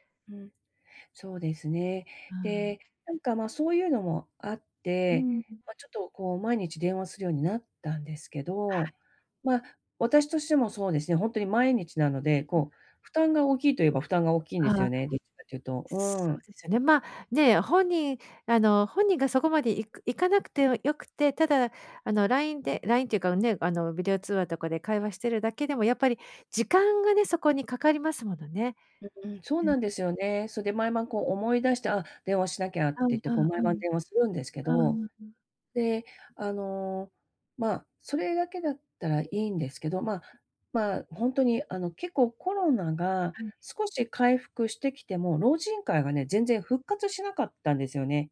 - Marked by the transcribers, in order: unintelligible speech
- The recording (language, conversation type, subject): Japanese, advice, 親の介護の負担を家族で公平かつ現実的に分担するにはどうすればよいですか？